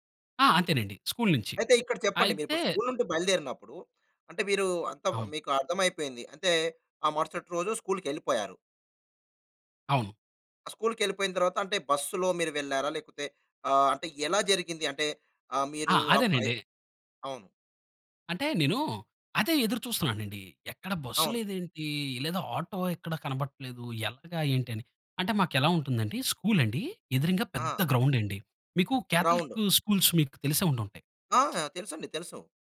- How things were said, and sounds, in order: in English: "గ్రౌండ్"; in English: "కాథలిక్ స్కూల్స్"; other noise
- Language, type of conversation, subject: Telugu, podcast, నీ చిన్ననాటి పాఠశాల విహారయాత్రల గురించి నీకు ఏ జ్ఞాపకాలు గుర్తున్నాయి?